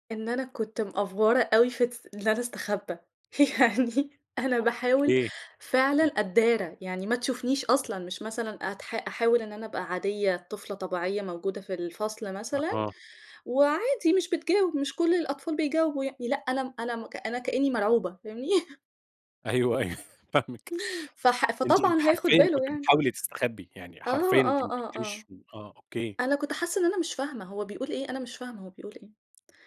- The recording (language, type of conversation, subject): Arabic, podcast, مين المدرس أو المرشد اللي كان ليه تأثير كبير عليك، وإزاي غيّر حياتك؟
- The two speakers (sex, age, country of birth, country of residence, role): female, 35-39, Egypt, Egypt, guest; male, 30-34, Egypt, Romania, host
- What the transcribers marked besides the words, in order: in English: "مأفْوَرة"; laughing while speaking: "يعني أنا باحاول"; other background noise; laughing while speaking: "فاهمني؟"; chuckle; laughing while speaking: "أيوه، أي فاهمِك"; chuckle; tapping